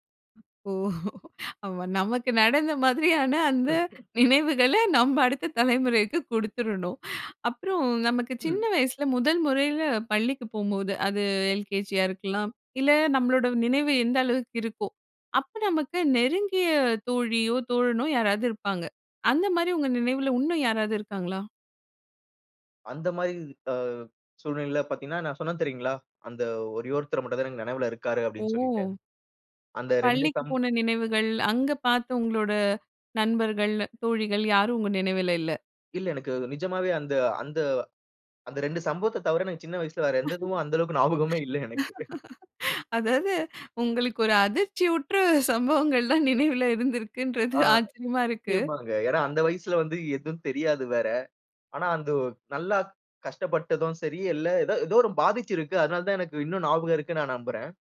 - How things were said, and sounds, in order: tapping; laughing while speaking: "ஓ! அப்ப நமக்கு நடந்த மாதிரியான அந்த நினைவுகள நம்ப அடுத்த தலைமுறைக்கு கொடுத்துறணும்"; chuckle; chuckle; laugh; laughing while speaking: "அதாது உங்களுக்கு ஒரு அதிர்ச்சி உற்ற சம்பவங்கள் தான் நினைவுல இருந்துருக்குன்றது ஆச்சரியமா இருக்கு"; laughing while speaking: "ஞாபகமே"; chuckle
- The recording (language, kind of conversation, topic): Tamil, podcast, உங்கள் முதல் நண்பருடன் நீங்கள் எந்த விளையாட்டுகளை விளையாடினீர்கள்?